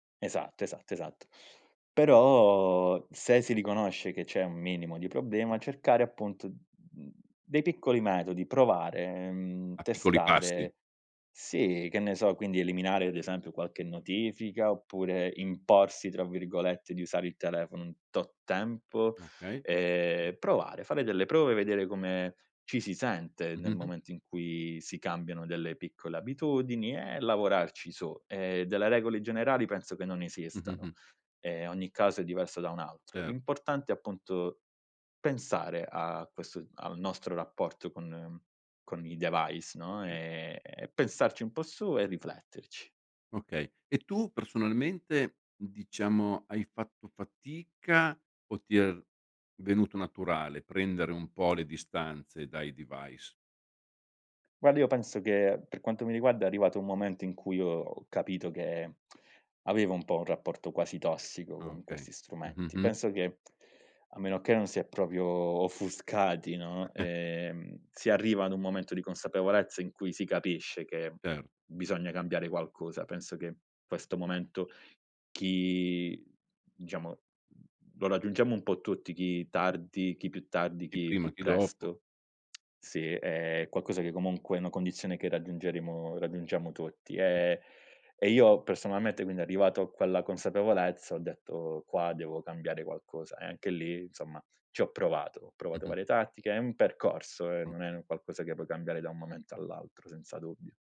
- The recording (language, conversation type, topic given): Italian, podcast, Quali abitudini aiutano a restare concentrati quando si usano molti dispositivi?
- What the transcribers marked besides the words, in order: other background noise; in English: "device"; in English: "device?"; tongue click; tapping; "proprio" said as "propio"; chuckle